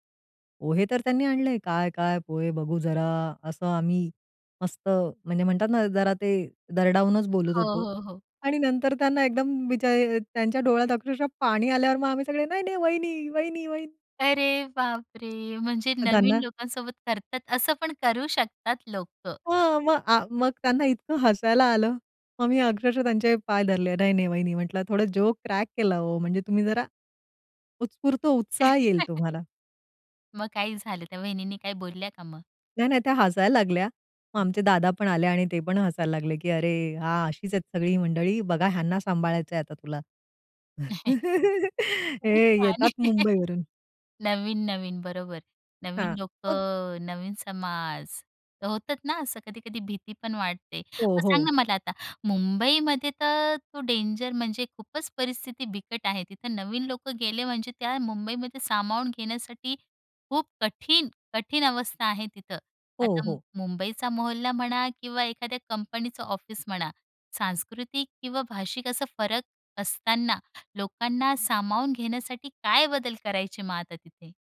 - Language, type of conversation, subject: Marathi, podcast, नवीन लोकांना सामावून घेण्यासाठी काय करायचे?
- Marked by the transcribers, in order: other background noise; laughing while speaking: "अरे बापरे! म्हणजे नवीन लोकांसोबत करतात"; in English: "जोक क्रॅक"; chuckle; unintelligible speech; chuckle; laughing while speaking: "खूपच छान आहे"; chuckle; laugh